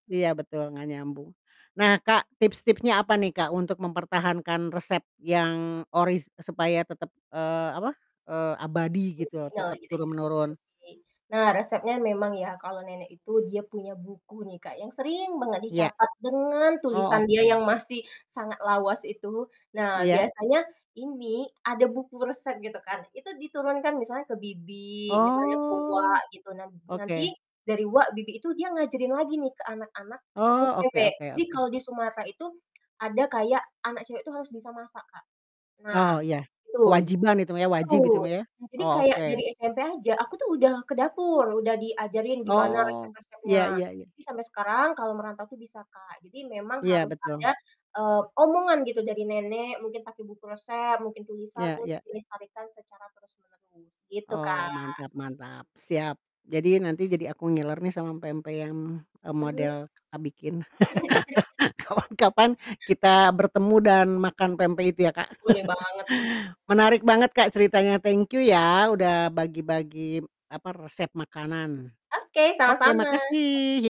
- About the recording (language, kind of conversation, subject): Indonesian, podcast, Makanan atau resep keluarga apa yang diwariskan turun-temurun beserta nilai di baliknya?
- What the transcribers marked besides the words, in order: distorted speech; drawn out: "Oh"; in Sundanese: "uwa"; in Sundanese: "uwa"; chuckle; laugh; laughing while speaking: "Kapan-kapan"; chuckle